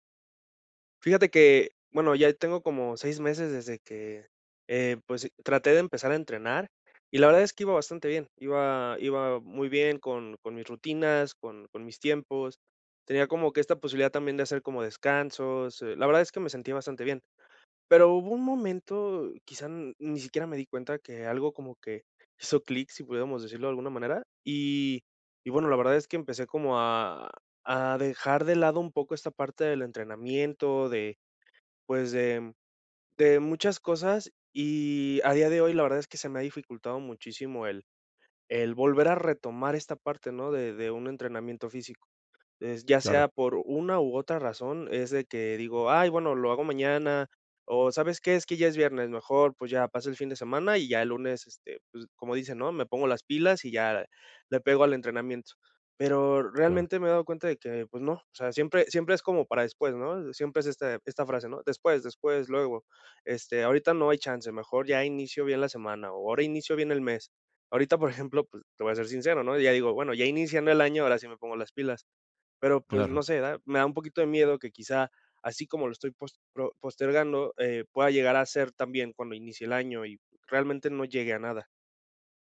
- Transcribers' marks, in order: none
- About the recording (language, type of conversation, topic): Spanish, advice, ¿Cómo puedo dejar de postergar y empezar a entrenar, aunque tenga miedo a fracasar?